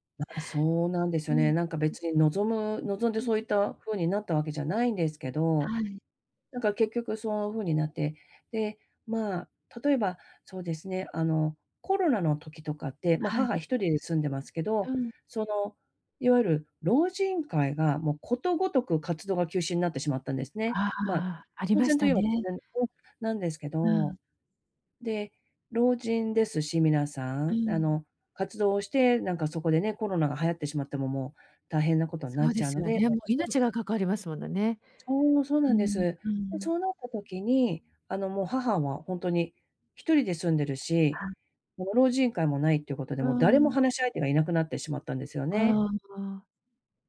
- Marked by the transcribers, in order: unintelligible speech; other noise
- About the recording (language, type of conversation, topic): Japanese, advice, 親の介護の負担を家族で公平かつ現実的に分担するにはどうすればよいですか？